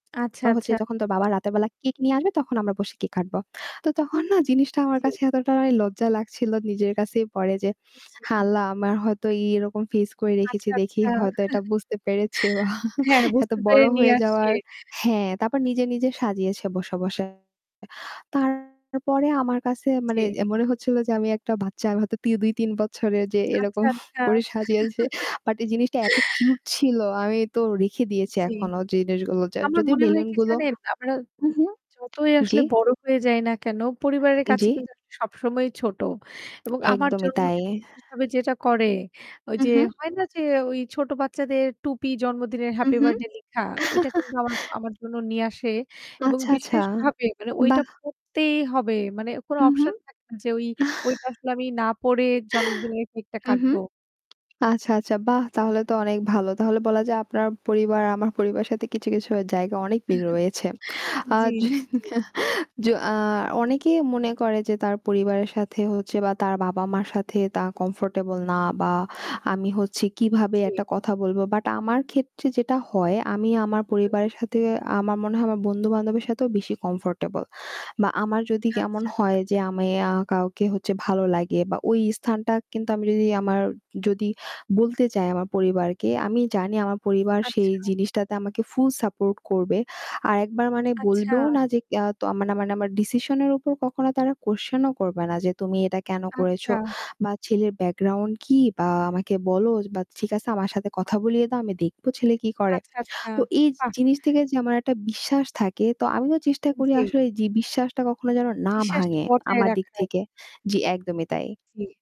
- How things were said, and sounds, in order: distorted speech; static; chuckle; chuckle; chuckle; other background noise; chuckle; in English: "option"; chuckle; chuckle; chuckle; in English: "comfortable"; in English: "comfortable"; in English: "full support"; in English: "decision"; in English: "question"; in English: "background"
- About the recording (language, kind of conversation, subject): Bengali, unstructured, আপনার পরিবারের কেউ এমন কী করেছে, যা আপনাকে অবাক করেছে?